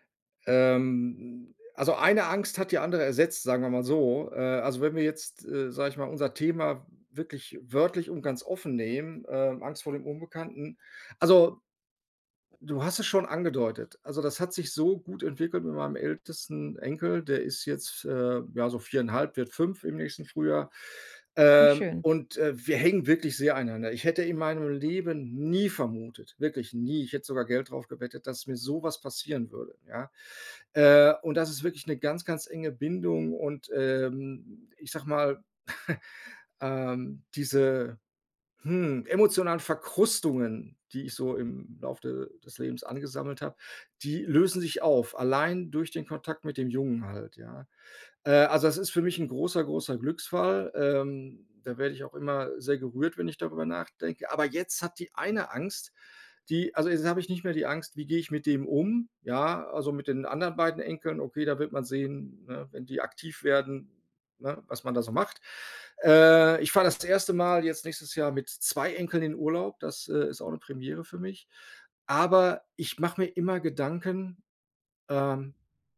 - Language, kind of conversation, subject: German, advice, Wie gehe ich mit der Angst vor dem Unbekannten um?
- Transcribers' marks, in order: stressed: "nie"; stressed: "nie"; chuckle; other background noise